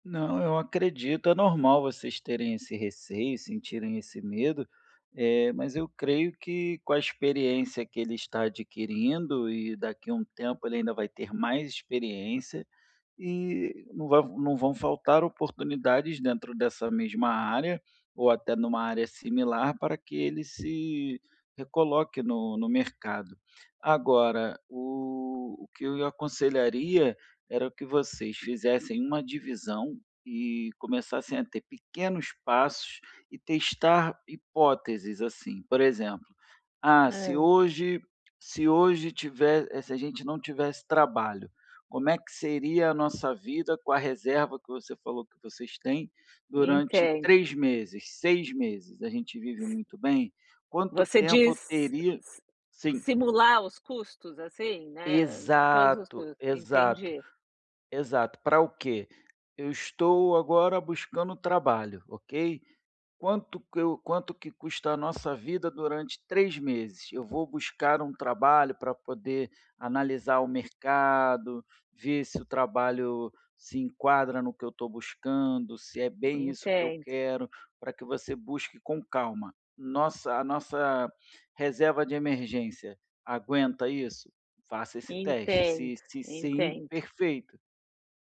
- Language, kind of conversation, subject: Portuguese, advice, Como posso seguir em frente no meu negócio apesar do medo de falhar ao tomar decisões?
- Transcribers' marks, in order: tapping